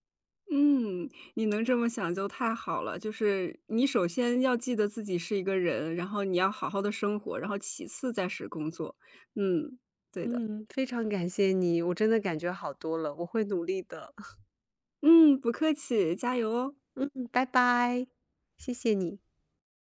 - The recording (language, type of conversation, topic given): Chinese, advice, 为什么我复工后很快又会回到过度工作模式？
- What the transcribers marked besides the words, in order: chuckle